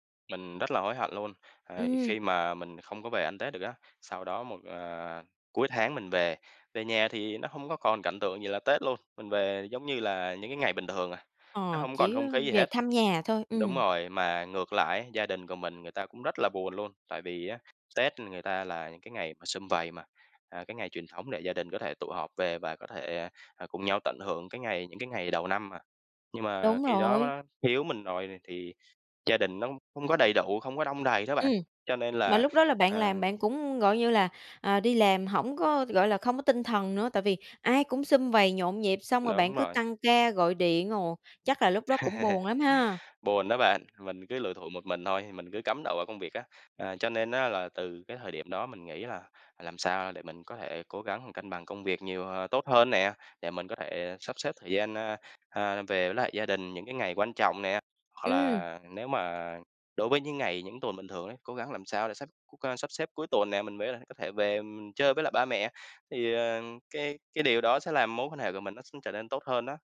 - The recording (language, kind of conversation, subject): Vietnamese, podcast, Làm thế nào để giữ cân bằng giữa công việc và cuộc sống?
- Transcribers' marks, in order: tapping; other background noise; laugh; unintelligible speech; unintelligible speech